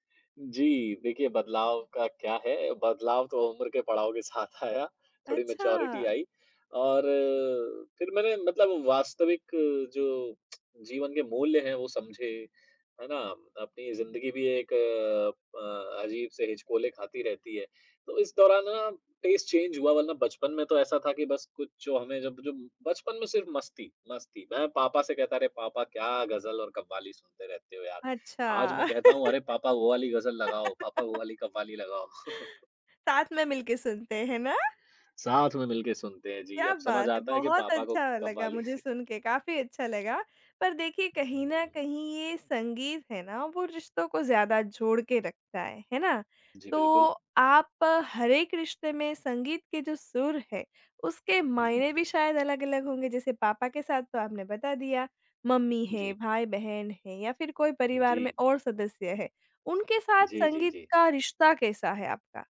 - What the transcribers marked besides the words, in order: laughing while speaking: "आया"; in English: "मैच्योरिटी"; tsk; in English: "टेस्ट चेंज"; laugh; other noise; chuckle; chuckle
- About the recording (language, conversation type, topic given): Hindi, podcast, क्या ज़िंदगी के भावनात्मक अनुभवों ने आपके संगीत की शैली बदल दी है?